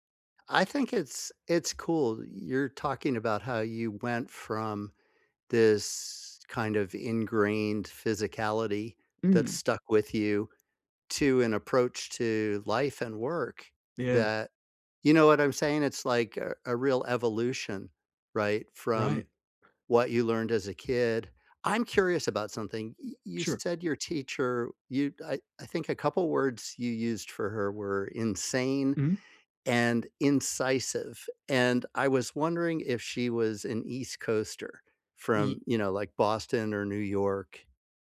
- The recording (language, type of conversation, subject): English, unstructured, Who is a teacher or mentor who has made a big impact on you?
- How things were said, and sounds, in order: none